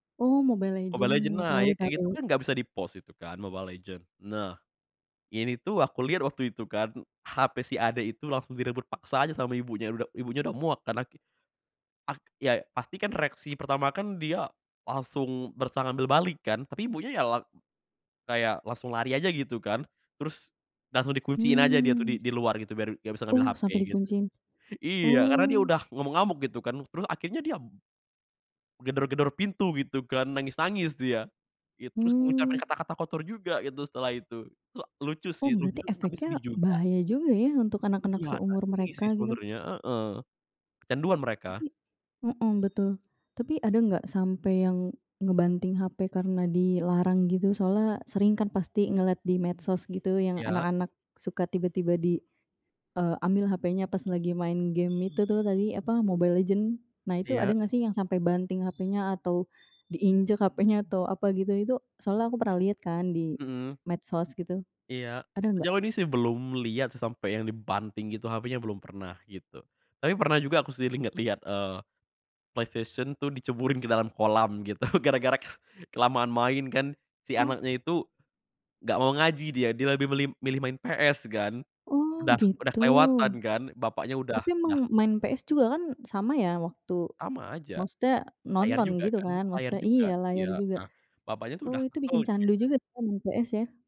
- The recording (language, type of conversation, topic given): Indonesian, podcast, Bagaimana sebaiknya kita mengatur waktu layar untuk anak dan remaja?
- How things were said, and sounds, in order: in English: "di-pause"; "berusaha" said as "bersaha"; unintelligible speech; other background noise; laughing while speaking: "gitu gara-gara ke"